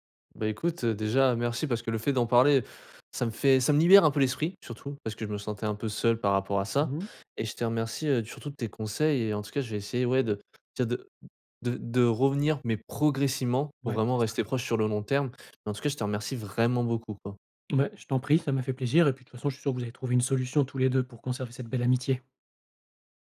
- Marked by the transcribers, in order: stressed: "progressivement"; stressed: "vraiment"
- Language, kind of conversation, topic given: French, advice, Comment puis-je rester proche de mon partenaire malgré une relation à distance ?